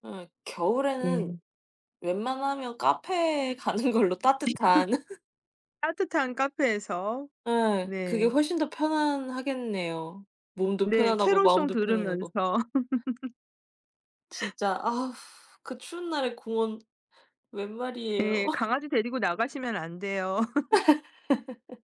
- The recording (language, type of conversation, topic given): Korean, unstructured, 친구를 만날 때 카페와 공원 중 어디를 더 자주 선택하시나요?
- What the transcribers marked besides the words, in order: laughing while speaking: "가는 걸로"; laugh; other background noise; laugh; laugh; tapping; laugh